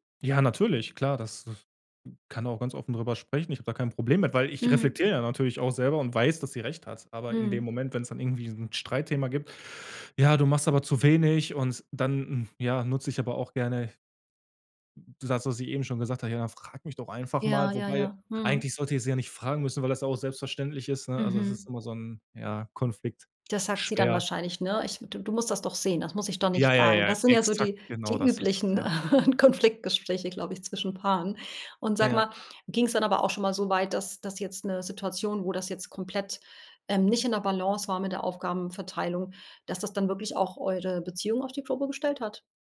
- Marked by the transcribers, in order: other noise; chuckle
- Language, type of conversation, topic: German, podcast, Wie gelingt es euch, Job und Beziehung miteinander zu vereinbaren?